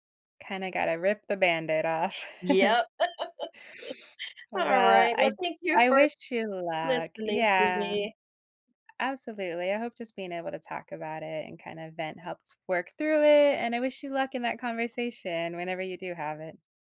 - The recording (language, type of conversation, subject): English, advice, How do I approach a difficult conversation and keep it constructive?
- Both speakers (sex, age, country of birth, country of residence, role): female, 35-39, United States, United States, advisor; female, 60-64, United States, United States, user
- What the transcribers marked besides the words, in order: chuckle; laugh